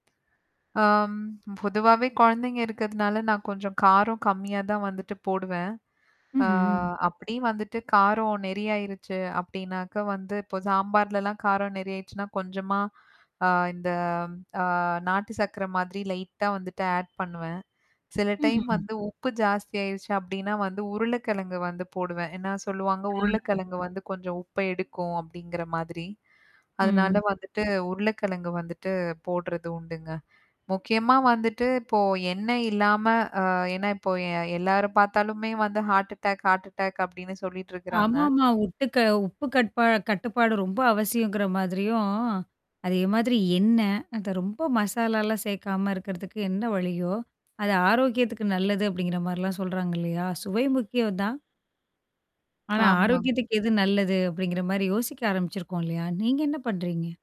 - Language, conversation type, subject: Tamil, podcast, ஒரு சாதாரண உணவின் சுவையை எப்படிச் சிறப்பாக உயர்த்தலாம்?
- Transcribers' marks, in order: static; tapping; other street noise; in English: "லைட்டா"; in English: "ஆட்"; other background noise; in English: "ஹார்ட் அட்டாக் ஹார்ட் அட்டாக்"; "உப்பு" said as "உட்டு"; lip smack